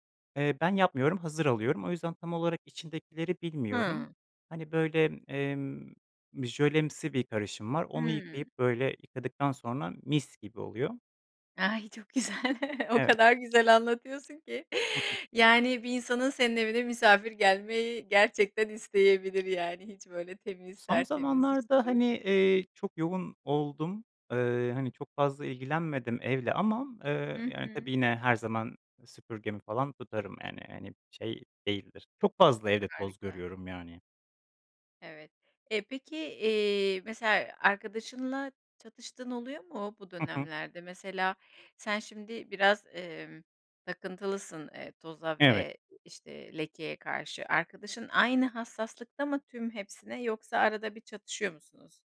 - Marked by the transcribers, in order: chuckle; laughing while speaking: "o kadar güzel anlatıyorsun ki"; chuckle
- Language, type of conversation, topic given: Turkish, podcast, Evde temizlik düzenini nasıl kurarsın?